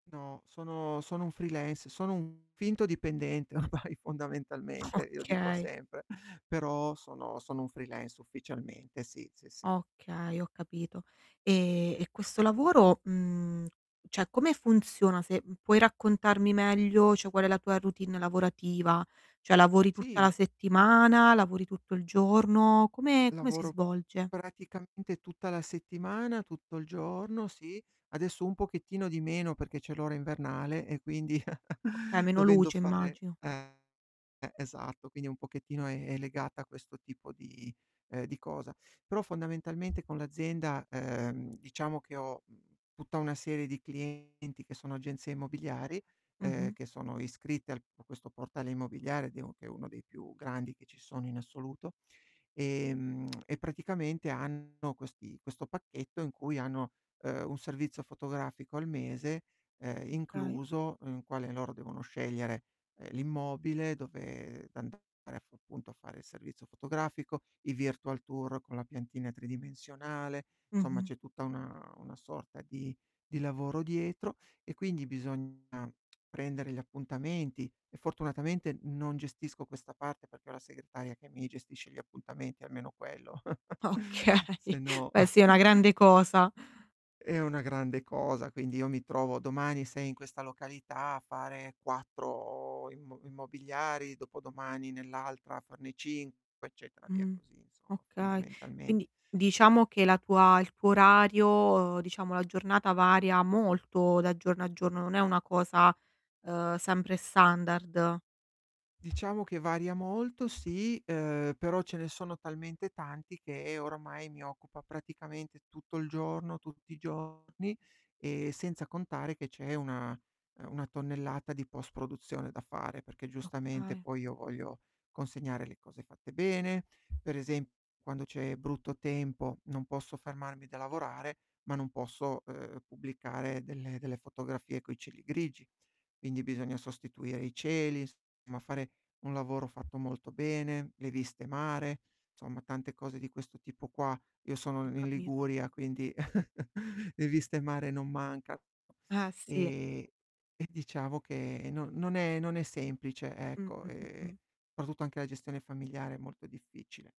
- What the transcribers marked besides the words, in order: in English: "freelance"; distorted speech; laughing while speaking: "ormai"; in English: "freelance"; "cioè" said as "ceh"; tapping; chuckle; unintelligible speech; lip smack; in English: "virtual"; "insomma" said as "nsomma"; tongue click; "perché" said as "peché"; laughing while speaking: "Okay"; chuckle; drawn out: "quattro"; "insomma" said as "nsomma"; chuckle; drawn out: "e"; "soprattutto" said as "pratutto"
- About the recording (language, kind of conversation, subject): Italian, advice, In che modo il sovraccarico di lavoro riduce il tuo tempo per la famiglia e il riposo?
- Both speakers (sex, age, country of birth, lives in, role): female, 30-34, Italy, Italy, advisor; male, 40-44, Italy, Italy, user